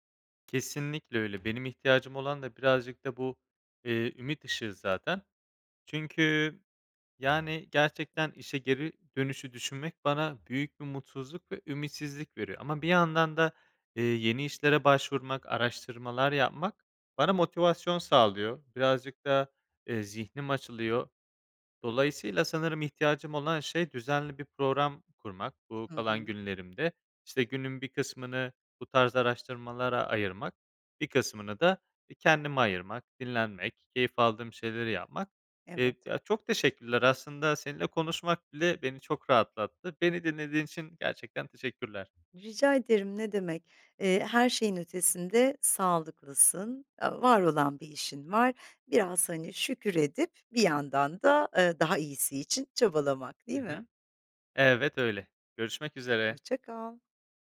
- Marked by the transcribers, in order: tapping; other background noise
- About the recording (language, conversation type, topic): Turkish, advice, İşten tükenmiş hissedip işe geri dönmekten neden korkuyorsun?
- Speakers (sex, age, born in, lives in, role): female, 50-54, Turkey, Italy, advisor; male, 25-29, Turkey, Spain, user